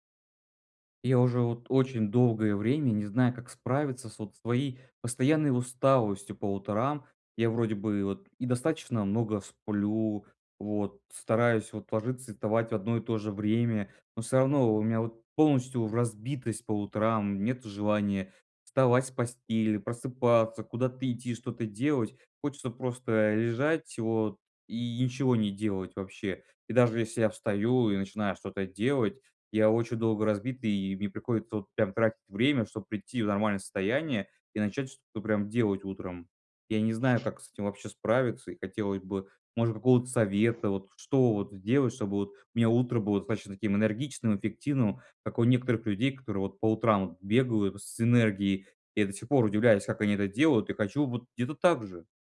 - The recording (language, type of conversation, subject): Russian, advice, Почему я постоянно чувствую усталость по утрам, хотя высыпаюсь?
- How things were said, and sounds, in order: other background noise